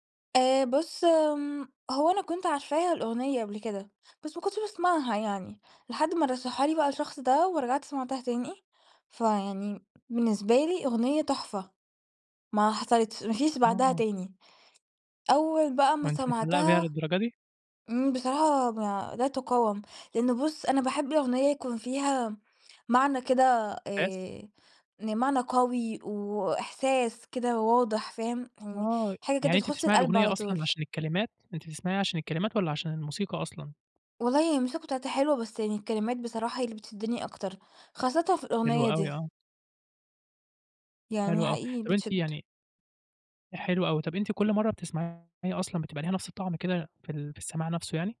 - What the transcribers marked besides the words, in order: none
- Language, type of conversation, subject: Arabic, podcast, إيه الأغنية اللي بتفكّرك بحدّ مهم في حياتك؟